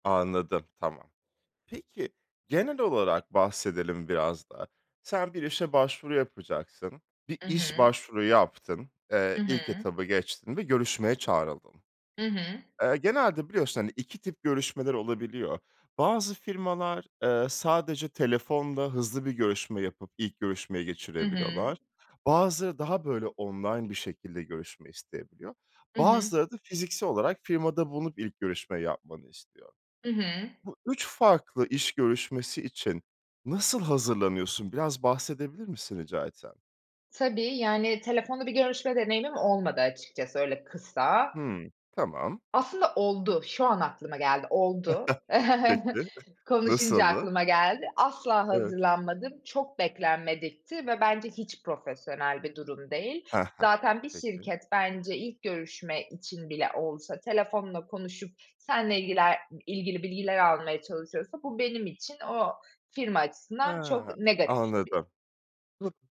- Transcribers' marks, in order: chuckle
- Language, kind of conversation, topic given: Turkish, podcast, İş görüşmesine hazırlanırken neler yaparsın?